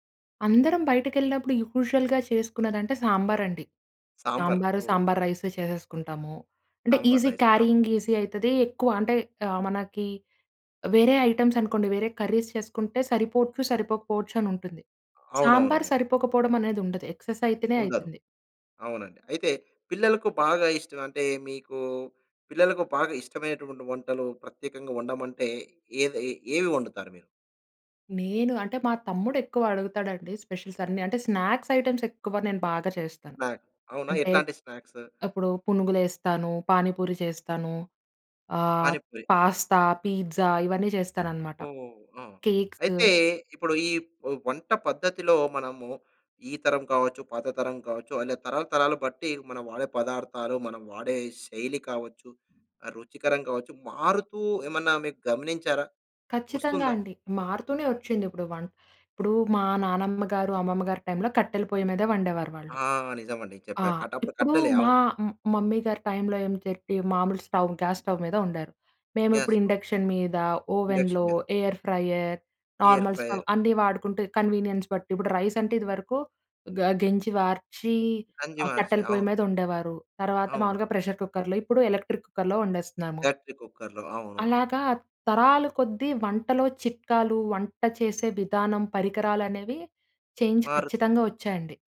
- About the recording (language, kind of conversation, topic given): Telugu, podcast, మీ కుటుంబంలో తరతరాలుగా కొనసాగుతున్న ఒక సంప్రదాయ వంటకం గురించి చెప్పగలరా?
- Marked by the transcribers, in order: in English: "యూజువల్‌గా"; in English: "రైస్"; in English: "ఈజీ క్యారీయింగ్ ఈజీ"; in English: "రైస్"; in English: "ఐటెమ్స్"; in English: "కర్రీస్"; in English: "ఎక్స్‌ఎస్"; in English: "స్పెషల్స్"; in English: "స్నాక్స్ ఐటెమ్స్"; in English: "స్నాక్"; in English: "స్నాక్స్?"; in English: "పాస్తా, పిజ్జా"; in English: "కేక్స్"; in English: "మ్ మమ్మీ"; in English: "స్టవ్, గ్యాస్ స్టవ్"; in English: "ఇండక్షన్"; in English: "గ్యాస్"; in English: "ఓవెన్‌లో, ఎయిర్ ఫ్రైయర్, నార్మల్ స్టవ్"; in English: "ఇండక్షన్"; in English: "ఎయిర్ ఫ్రైయర్"; in English: "కన్వీనియన్స్"; in English: "రైస్"; in English: "ప్రెషర్ కుక్కర్‌లో"; in English: "ఎలక్ట్రిక్ కుక్కర్‌లో"; in English: "బ్యాటరీ కుక్కర్‌లో"; in English: "చేంజ్"